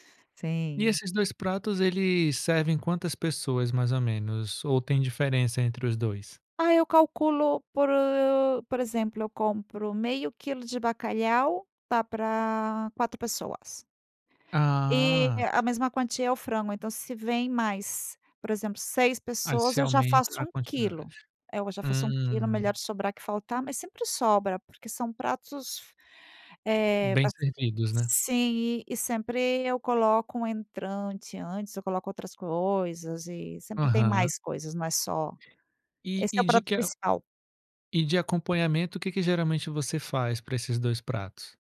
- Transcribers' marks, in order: tapping
- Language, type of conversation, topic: Portuguese, podcast, Qual é um prato que você sempre cozinha bem?